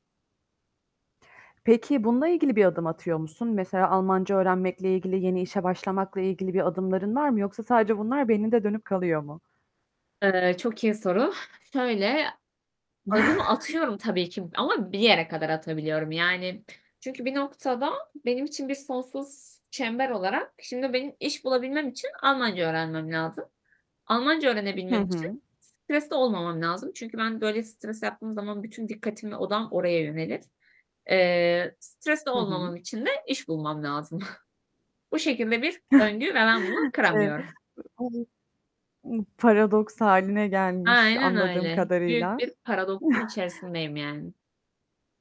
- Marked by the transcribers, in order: static; distorted speech; other background noise; chuckle; tapping; giggle; chuckle; unintelligible speech; chuckle
- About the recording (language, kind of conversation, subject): Turkish, advice, Gece uyuyamıyorum; zihnim sürekli dönüyor ve rahatlayamıyorum, ne yapabilirim?
- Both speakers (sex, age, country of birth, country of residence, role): female, 25-29, Turkey, Germany, user; female, 25-29, Turkey, Ireland, advisor